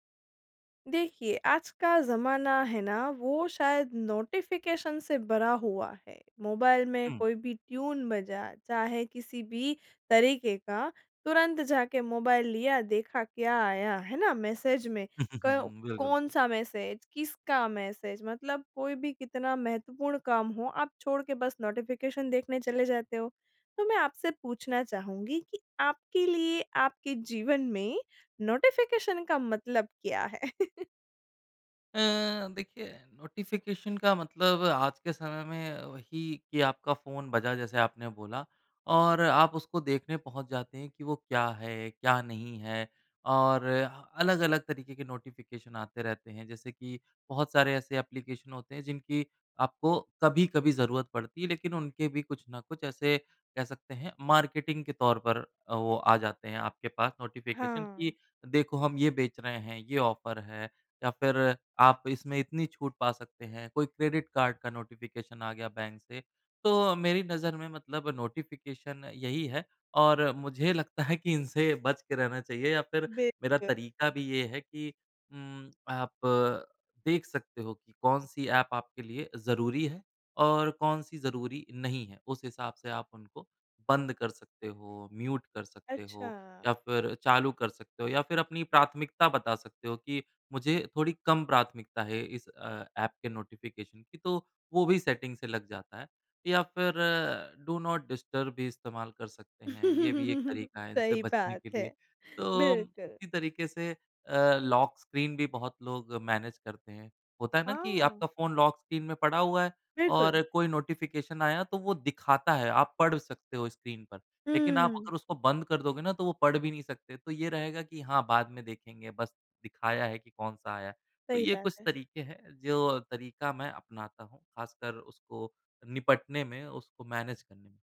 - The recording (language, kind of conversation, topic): Hindi, podcast, नोटिफ़िकेशन से निपटने का आपका तरीका क्या है?
- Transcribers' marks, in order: in English: "नोटिफ़िकेशन"; in English: "ट्यून"; chuckle; in English: "नोटिफ़िकेशन"; in English: "नोटिफ़िकेशन"; laugh; in English: "नोटिफ़िकेशन"; in English: "नोटिफ़िकेशन"; in English: "एप्लीकेशन"; in English: "मार्केटिंग"; in English: "नोटिफ़िकेशन"; in English: "नोटिफ़िकेशन"; in English: "नोटिफ़िकेशन"; in English: "म्यूट"; in English: "नोटिफ़िकेशन"; in English: "डू नॉट डिस्टर्ब"; laugh; in English: "लॉक स्क्रीन"; in English: "मैनेज"; in English: "नोटिफ़िकेशन"; in English: "मैनेज"